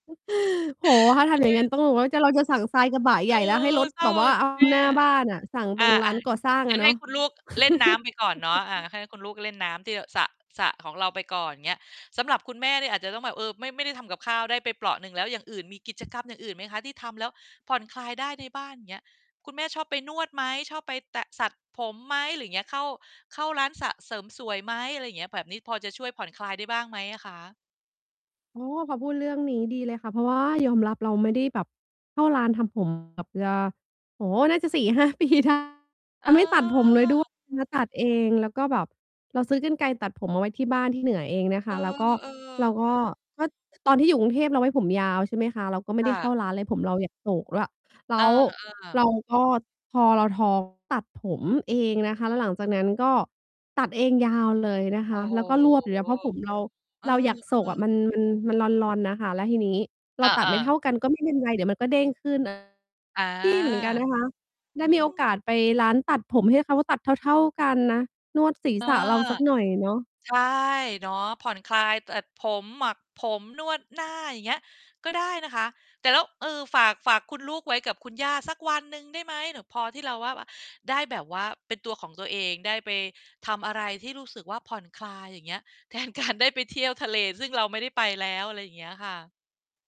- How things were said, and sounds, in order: distorted speech; mechanical hum; background speech; chuckle; tapping; "สระ-ตัด" said as "ตะสัด"; laughing while speaking: "ห้า ปี"; other background noise; laughing while speaking: "แทนการ"
- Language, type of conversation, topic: Thai, advice, ฉันควรทำอย่างไรให้รู้สึกผ่อนคลายมากขึ้นเมื่อพักผ่อนอยู่ที่บ้าน?